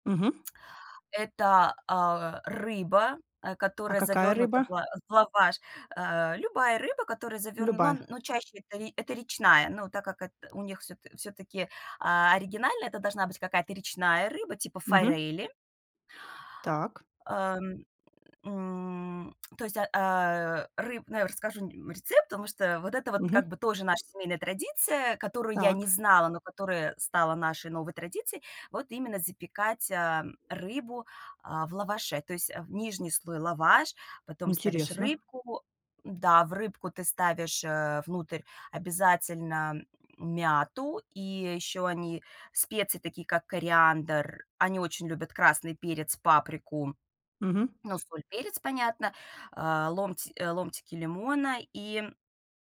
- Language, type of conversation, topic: Russian, podcast, Какая семейная традиция для вас особенно важна и почему?
- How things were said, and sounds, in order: tapping